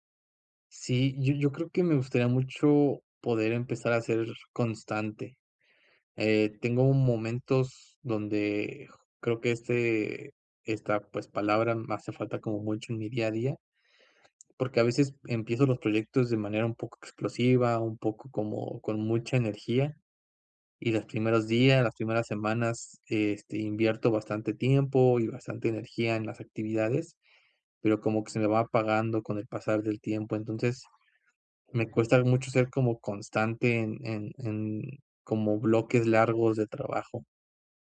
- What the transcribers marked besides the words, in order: tapping; other background noise
- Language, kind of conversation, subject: Spanish, advice, ¿Cómo puedo dejar de procrastinar y crear mejores hábitos?